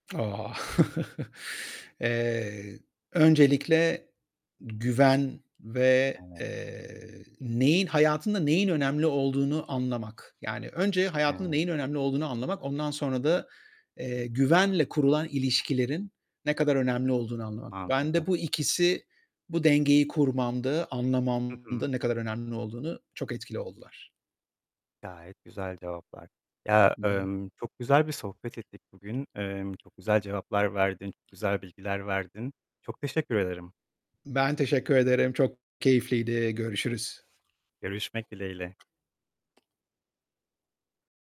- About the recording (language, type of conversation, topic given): Turkish, podcast, İş ve özel yaşam dengeni nasıl kuruyorsun?
- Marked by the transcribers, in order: static; chuckle; tapping; distorted speech; unintelligible speech